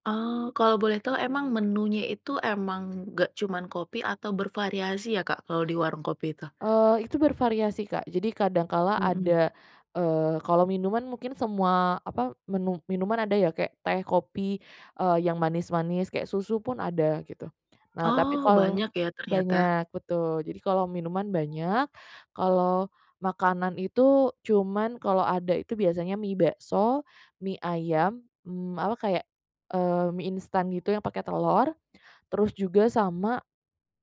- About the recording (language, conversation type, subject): Indonesian, podcast, Menurutmu, mengapa orang suka berkumpul di warung kopi atau lapak?
- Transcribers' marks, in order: other background noise